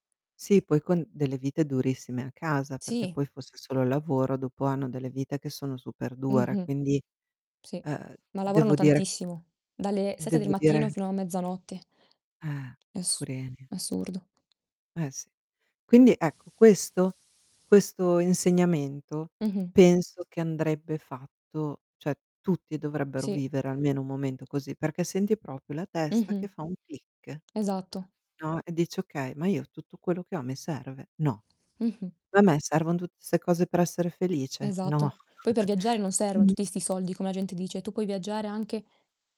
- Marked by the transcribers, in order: distorted speech; tapping; static; "poverini" said as "purini"; other background noise; "proprio" said as "propio"; chuckle
- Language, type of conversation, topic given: Italian, unstructured, Qual è la cosa più sorprendente che hai imparato viaggiando?